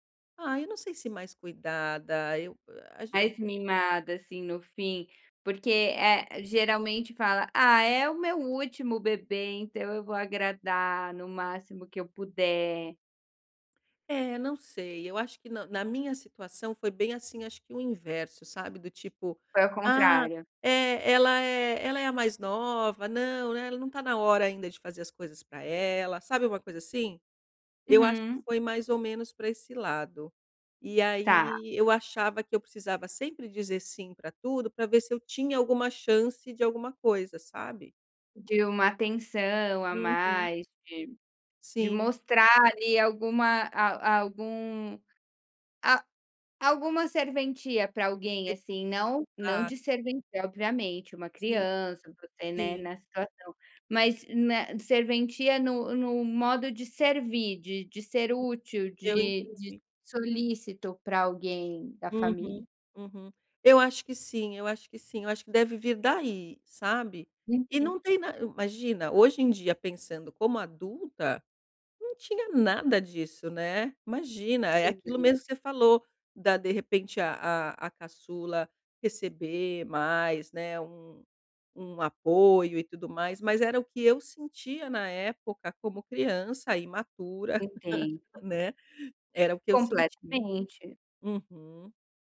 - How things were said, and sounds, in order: tapping; other background noise; "servência" said as "servenção"; chuckle
- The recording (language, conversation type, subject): Portuguese, advice, Como posso estabelecer limites e dizer não em um grupo?